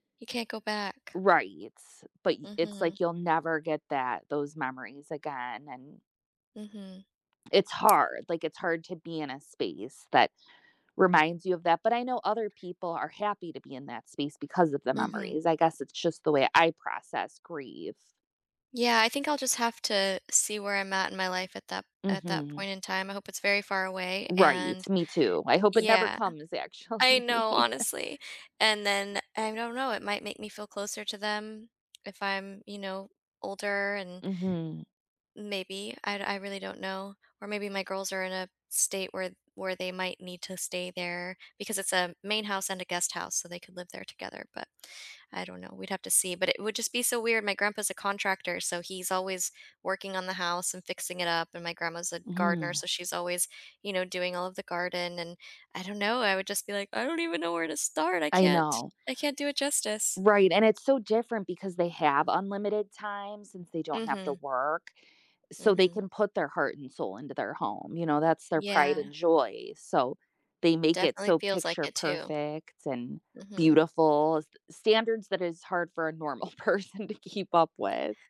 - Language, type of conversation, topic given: English, unstructured, What is your favorite way to spend time with your family?
- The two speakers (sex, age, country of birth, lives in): female, 40-44, United States, United States; female, 40-44, United States, United States
- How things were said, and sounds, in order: other background noise; tapping; laughing while speaking: "actually"; chuckle; laughing while speaking: "person"